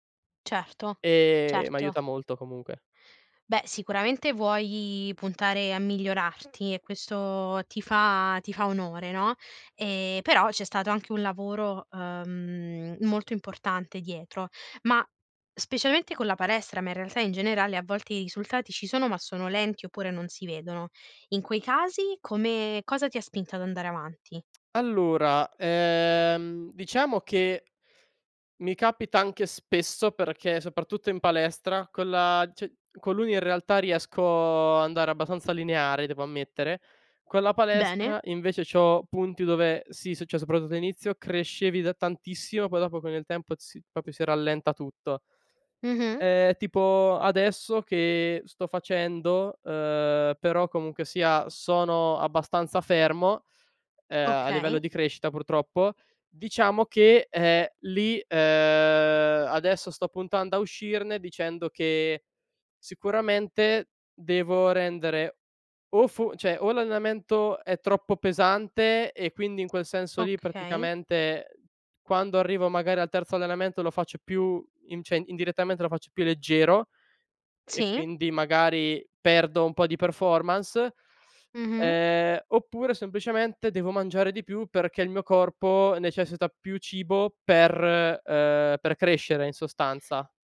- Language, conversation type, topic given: Italian, podcast, Come mantieni la motivazione nel lungo periodo?
- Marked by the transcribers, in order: tapping; "proprio" said as "propio"; "cioè" said as "ceh"; other background noise; "cioè" said as "ceh"; in English: "performance"